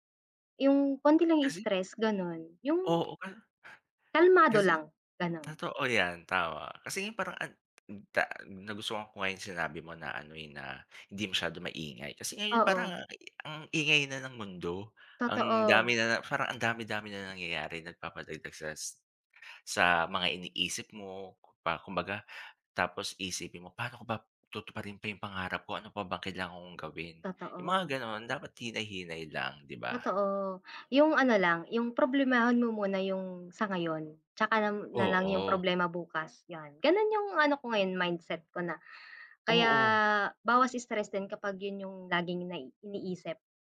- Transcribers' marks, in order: other background noise; tapping; "problemahin" said as "problemahan"
- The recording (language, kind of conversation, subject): Filipino, unstructured, Sa tingin mo ba, mas mahalaga ang pera o ang kasiyahan sa pagtupad ng pangarap?